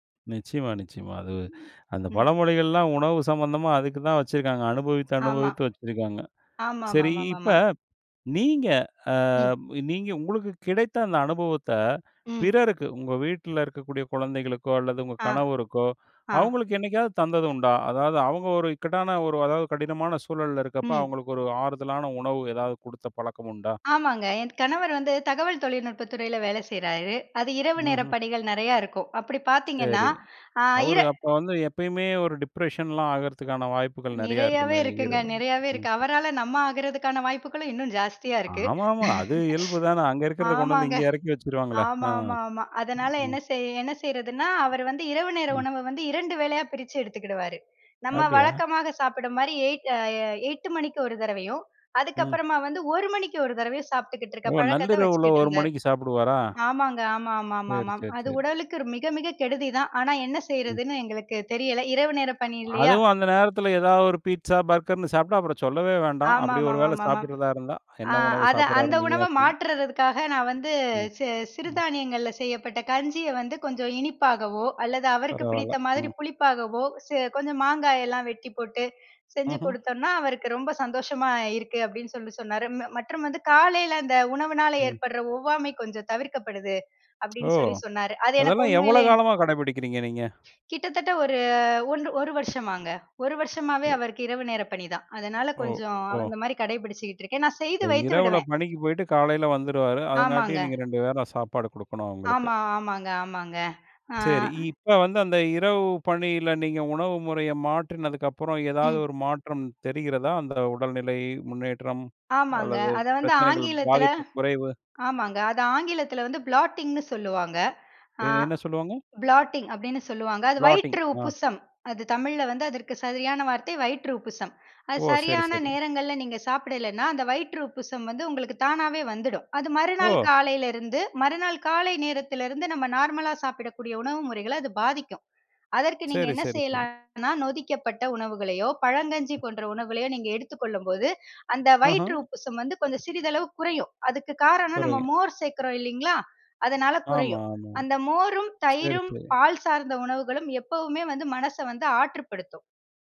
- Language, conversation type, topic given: Tamil, podcast, கடுமையான நாளுக்குப் பிறகு உடலையும் மனதையும் ஆறவைக்கும் உணவு எது?
- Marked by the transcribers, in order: other background noise; drawn out: "அ"; other noise; laugh; laughing while speaking: "ஆமாங்க"; "தடவையும்" said as "தரவையும்"; drawn out: "ஆமாமாமாமா"; drawn out: "வந்து"; drawn out: "ஒரு"; drawn out: "கொஞ்சம்"; drawn out: "ஆ"; in English: "ப்ளாட்டிங்னு"; in English: "ப்ளாட்டிங்"; in English: "ப்ளாட்டிங்"